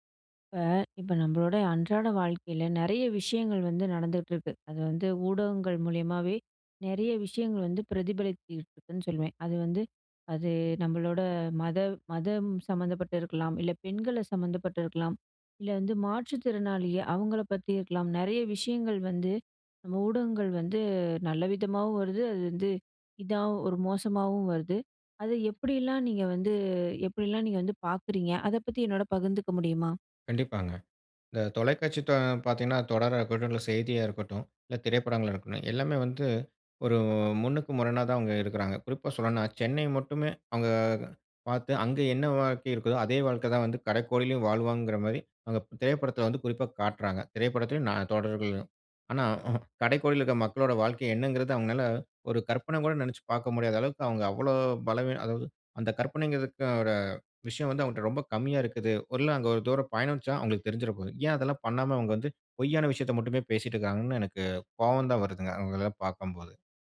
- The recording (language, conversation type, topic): Tamil, podcast, பிரதிநிதித்துவம் ஊடகங்களில் சரியாக காணப்படுகிறதா?
- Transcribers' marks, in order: other background noise; drawn out: "அது"; drawn out: "வந்து"; drawn out: "வந்து"; drawn out: "ஒரு"; drawn out: "அவுங்க"